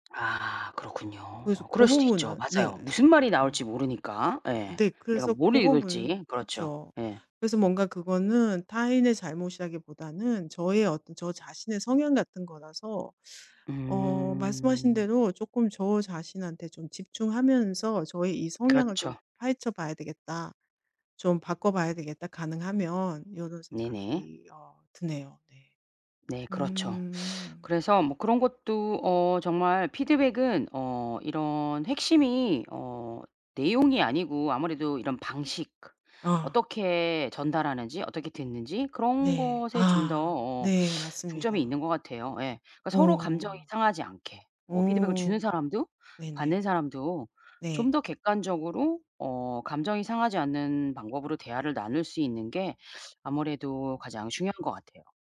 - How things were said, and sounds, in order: tapping; other background noise
- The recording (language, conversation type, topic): Korean, advice, 멘토의 날카로운 피드백을 감정 상하지 않게 받아들이고 잘 활용하려면 어떻게 해야 하나요?